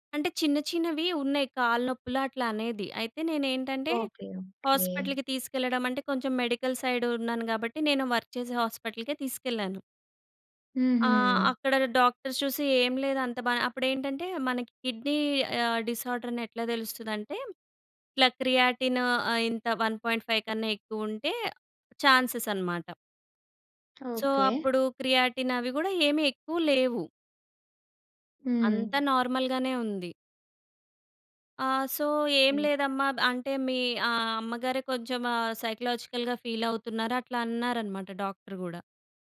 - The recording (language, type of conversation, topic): Telugu, podcast, మీ జీవితంలో ఎదురైన ఒక ముఖ్యమైన విఫలత గురించి చెబుతారా?
- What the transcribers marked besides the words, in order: tapping; in English: "మెడికల్"; in English: "వర్క్"; in English: "డాక్టర్స్"; in English: "క్రియాటిన్"; in English: "వన్ పాయింట్ ఫైవ్"; in English: "సో"; in English: "క్రియాటిన్"; in English: "నార్మల్‌గానే"; in English: "సో"; other noise; in English: "సైకలాజికల్‌గా"